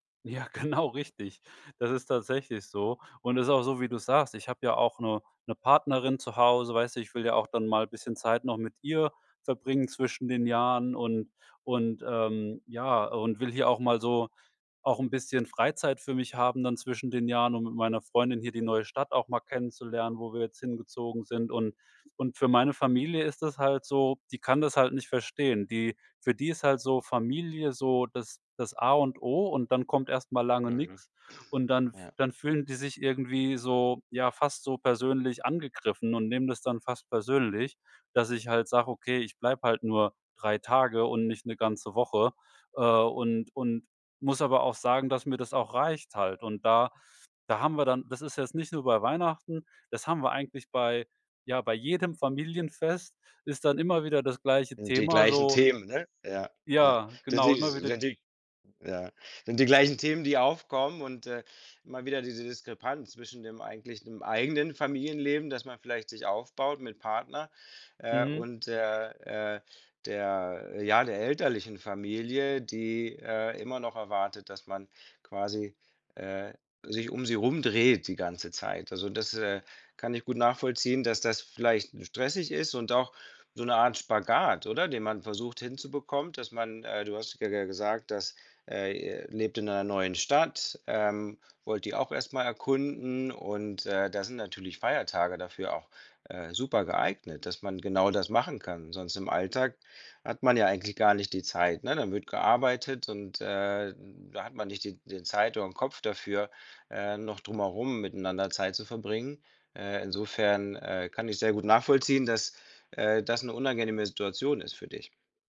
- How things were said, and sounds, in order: laughing while speaking: "genau"; throat clearing; unintelligible speech; other noise
- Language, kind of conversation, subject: German, advice, Wie kann ich einen Streit über die Feiertagsplanung und den Kontakt zu Familienmitgliedern klären?